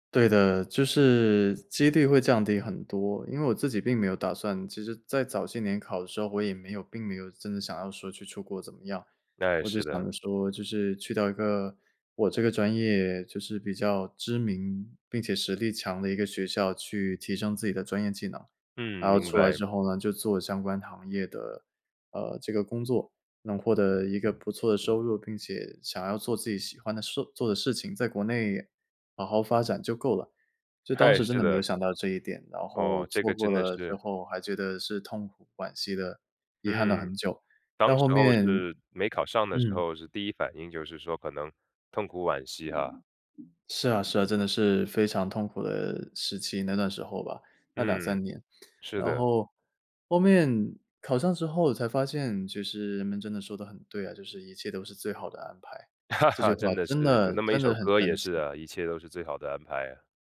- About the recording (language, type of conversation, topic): Chinese, podcast, 你有没有经历过原以为错过了，后来却发现反而成全了自己的事情？
- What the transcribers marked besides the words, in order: other background noise; chuckle